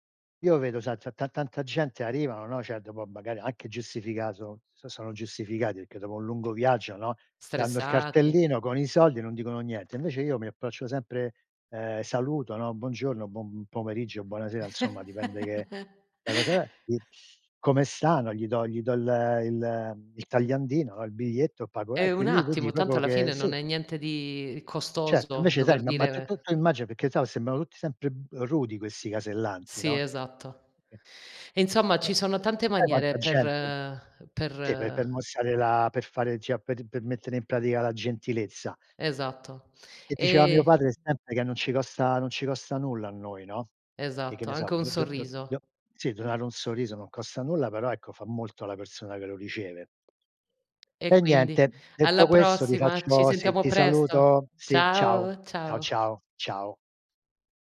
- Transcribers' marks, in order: "cioè" said as "ceh"; "magari" said as "bagari"; "Buongiorno" said as "bongiorno"; laugh; "Buon" said as "bon"; "Buonasera" said as "bonasera"; other noise; "proprio" said as "propio"; unintelligible speech; tapping; unintelligible speech; "cioè" said as "ceh"
- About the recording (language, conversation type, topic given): Italian, unstructured, Qual è un piccolo gesto che ti rende felice?